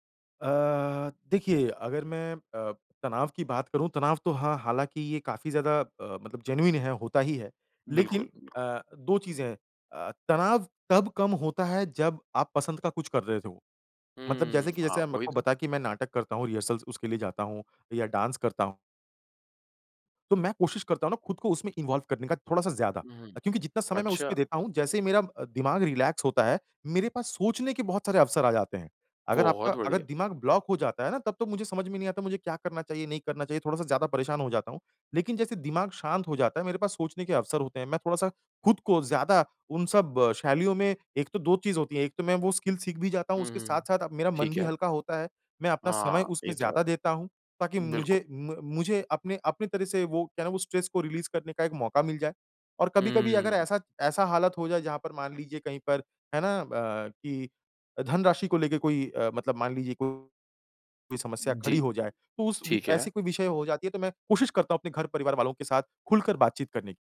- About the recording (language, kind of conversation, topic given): Hindi, podcast, काम और निजी जीवन में संतुलन बनाए रखने के लिए आप कौन-से नियम बनाते हैं?
- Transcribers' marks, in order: in English: "जेनुइन"; in English: "रिहर्सल"; in English: "डांस"; in English: "इन्वॉल्व"; in English: "रिलैक्स"; in English: "ब्लॉक"; in English: "स्किल"; in English: "स्ट्रेस"; in English: "रिलीज़"